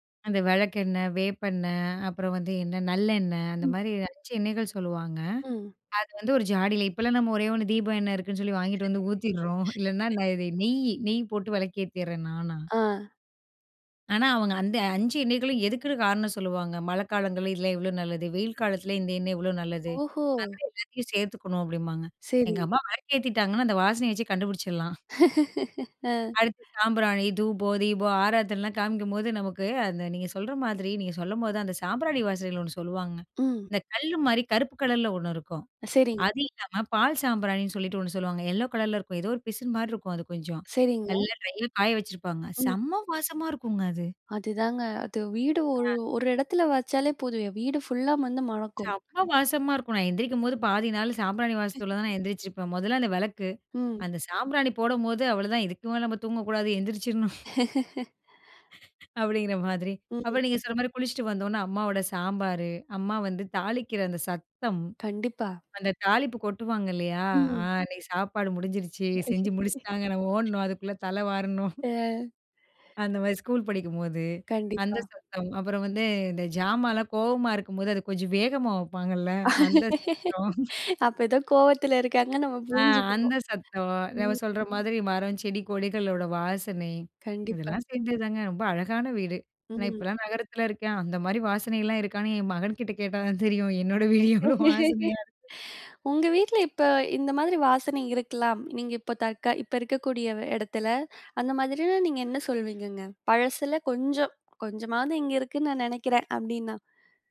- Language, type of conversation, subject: Tamil, podcast, வீட்டின் வாசனை உங்களுக்கு என்ன நினைவுகளைத் தருகிறது?
- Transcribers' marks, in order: other background noise; laughing while speaking: "ஊத்திர்றோம். இல்லன்னா"; laugh; in English: "ட்ரையா"; "மணக்கும்" said as "மழக்கும்"; laugh; laugh; chuckle; laugh; chuckle; laughing while speaking: "இந்த ஜாமான்லாம் கோவமா இருக்கும்போது அத கொஞ்சம் வேகமா வைப்பாங்கல்ல அந்த சத்தம்"; laughing while speaking: "அப்ப ஏதோ கோவத்துல இருக்காங்கன்னு நம்ம புரிஞ்சிக்கனும்"; laughing while speaking: "என் மகன்கிட்ட கேட்டா தான் தெரியும். என்னோட வீடு எவ்வளோ வாசனையா இருக்கு"; laugh